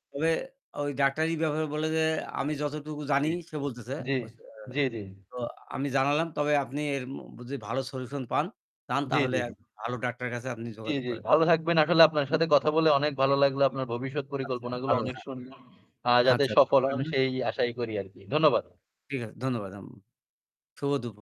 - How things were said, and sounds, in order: static; unintelligible speech; other background noise; unintelligible speech; "আচ্ছা" said as "হাচ্চা"
- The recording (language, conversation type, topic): Bengali, unstructured, আপনার ভবিষ্যৎ সম্পর্কে কী কী স্বপ্ন আছে?